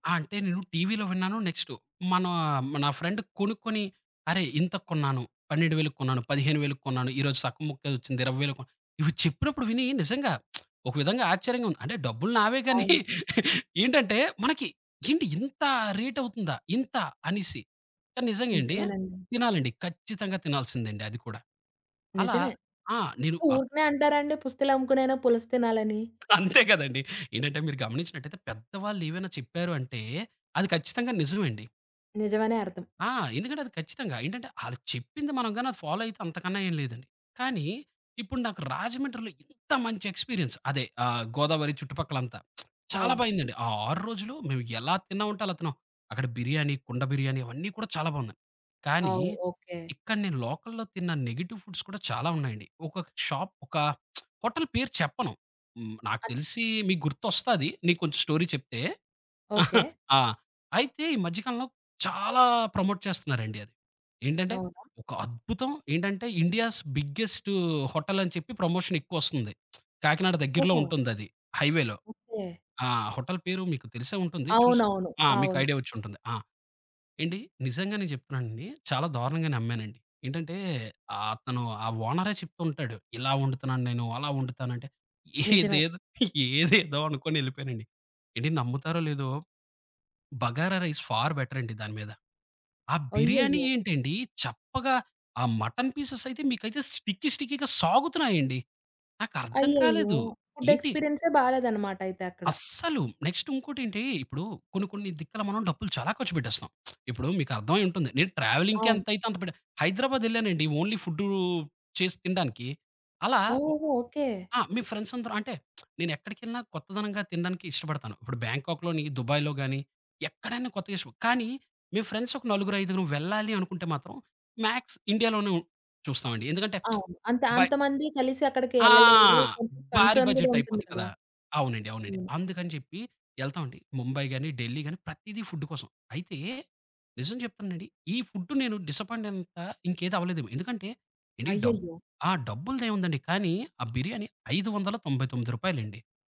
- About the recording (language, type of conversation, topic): Telugu, podcast, స్థానిక ఆహారం తింటూ మీరు తెలుసుకున్న ముఖ్యమైన పాఠం ఏమిటి?
- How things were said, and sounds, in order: in English: "ఫ్రెండ్"; lip smack; laugh; in English: "రేట్"; chuckle; in English: "ఫాలో"; in English: "ఎక్స్‌పీరియన్స్"; lip smack; other background noise; in English: "లోకల్‌లో"; in English: "నెగీటివ్ ఫుడ్స్"; in English: "షాప్"; lip smack; in English: "స్టోరీ"; chuckle; in English: "ప్రమోట్"; in English: "ఇండియాస్"; lip smack; in English: "హైవేలో"; laughing while speaking: "ఏదేదు ఏదేదో"; in English: "రైస్ ఫార్"; in English: "పీసెస్"; in English: "స్టిక్కీ, స్టిక్కీగా"; in English: "ఫుడ్ ఎక్స్పీరియన్స్"; in English: "నెక్స్ట్"; lip smack; in English: "ట్రావెలింగ్‌కే"; in English: "ఓన్లీ"; lip smack; in English: "మ్యాక్స్"; lip smack; in English: "బడ్జెట్"; in English: "కన్సర్న్"; tapping